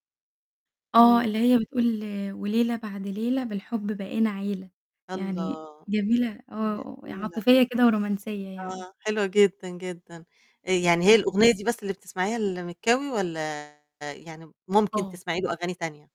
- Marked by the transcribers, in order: distorted speech
- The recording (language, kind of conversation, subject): Arabic, podcast, إزاي بتلاقي أغاني جديدة دلوقتي؟